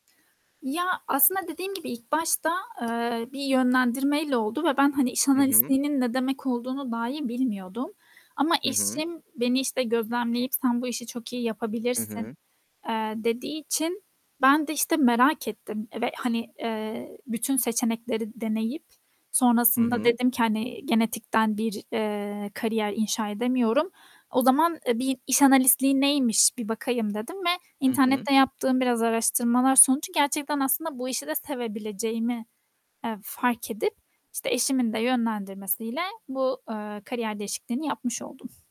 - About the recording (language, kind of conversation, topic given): Turkish, podcast, Bir kariyer değişikliğini nasıl planlarsın?
- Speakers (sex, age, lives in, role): female, 30-34, Estonia, guest; male, 40-44, Greece, host
- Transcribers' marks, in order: static; tapping; other background noise; distorted speech